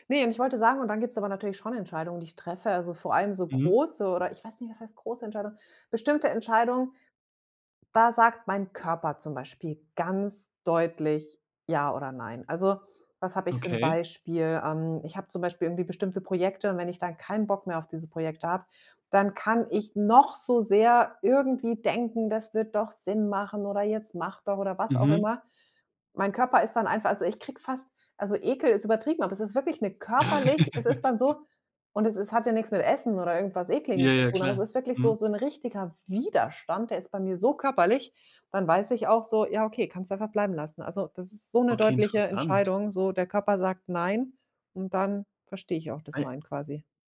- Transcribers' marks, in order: chuckle
- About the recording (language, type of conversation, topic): German, podcast, Was hilft dir dabei, eine Entscheidung wirklich abzuschließen?